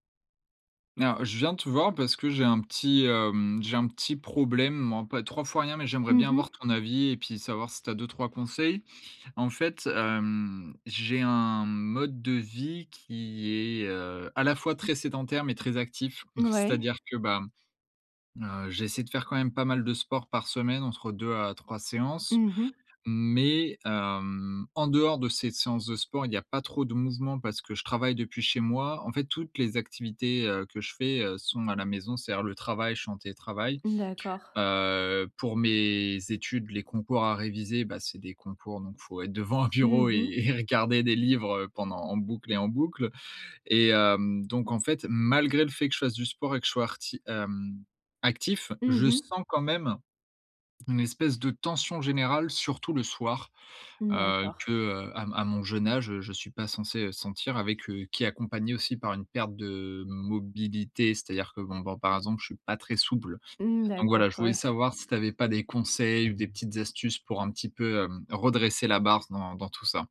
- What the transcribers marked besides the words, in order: chuckle; other background noise; laughing while speaking: "devant un bureau et et … et en boucle"
- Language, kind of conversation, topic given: French, advice, Comment puis-je relâcher la tension musculaire générale quand je me sens tendu et fatigué ?